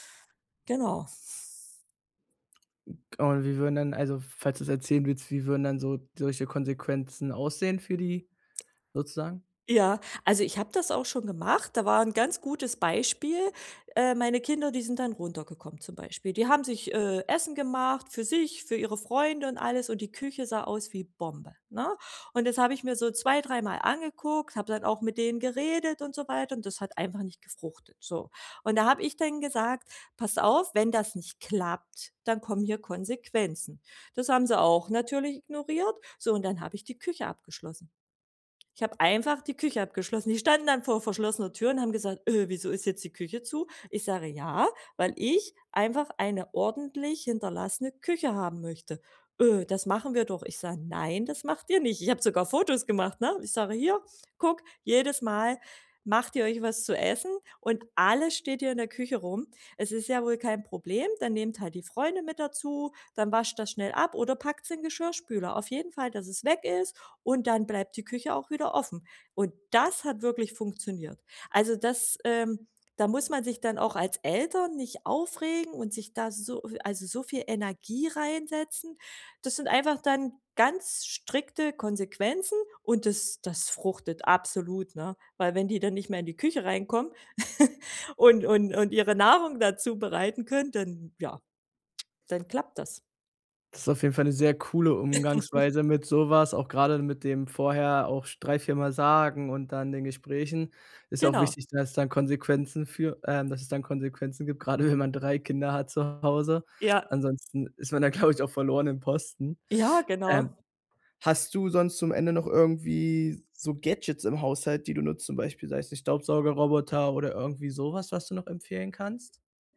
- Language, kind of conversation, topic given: German, podcast, Wie teilt ihr zu Hause die Aufgaben und Rollen auf?
- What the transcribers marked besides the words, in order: other background noise; stressed: "das"; chuckle; chuckle; laughing while speaking: "grade wenn man"; laughing while speaking: "glaube ich"; in English: "Gadgets"